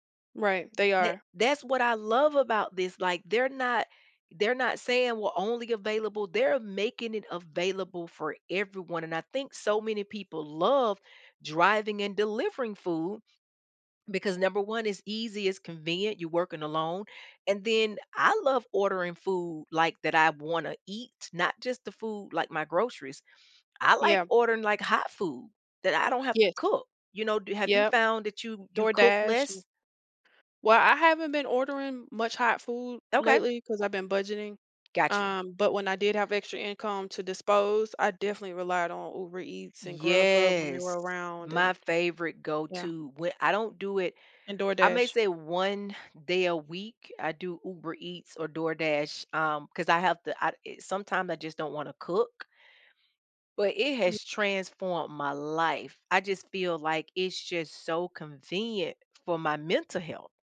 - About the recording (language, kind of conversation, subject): English, unstructured, How has the rise of food delivery services impacted our eating habits and routines?
- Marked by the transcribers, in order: other noise